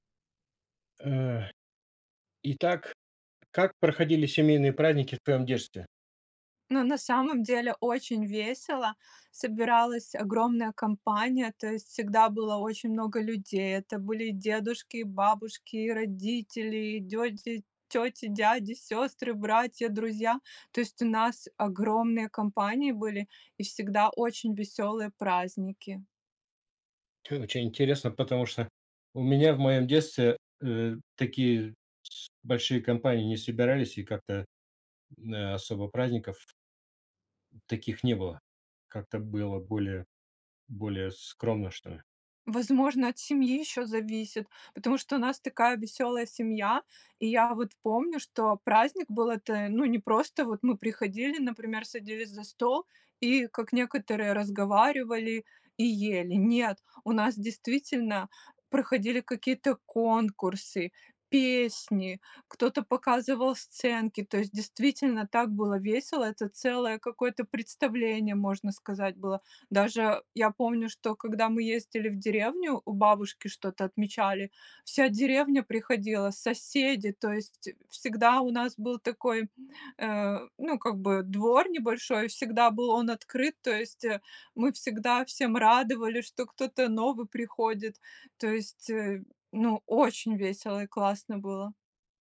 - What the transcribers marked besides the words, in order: tapping; "тёти" said as "дёди"; other background noise
- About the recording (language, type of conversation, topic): Russian, podcast, Как проходили семейные праздники в твоём детстве?